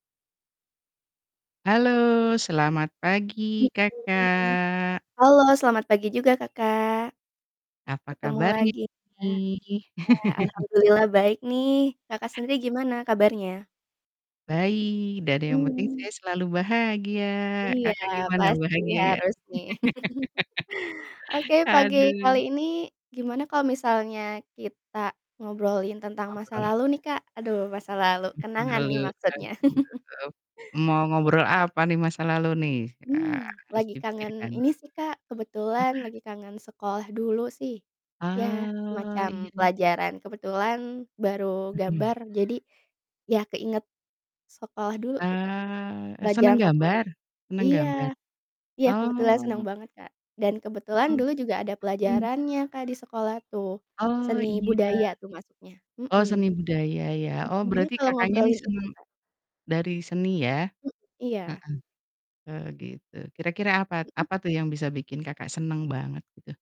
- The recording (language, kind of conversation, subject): Indonesian, unstructured, Apa pelajaran favoritmu saat masih sekolah dulu?
- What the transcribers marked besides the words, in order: distorted speech; other background noise; chuckle; chuckle; laugh; static; unintelligible speech; chuckle; drawn out: "Ah"; drawn out: "Ah"